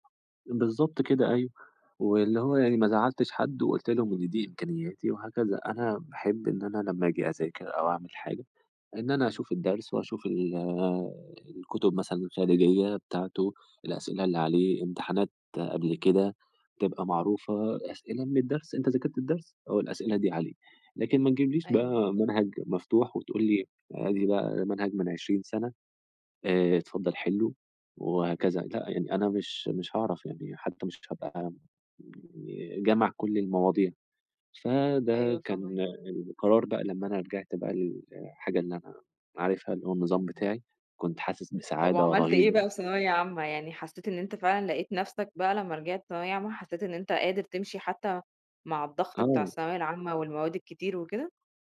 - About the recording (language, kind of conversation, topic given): Arabic, podcast, إزاي ترجع ثقتك في نفسك بعد فشل كان بسبب قرار إنت خدته؟
- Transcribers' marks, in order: none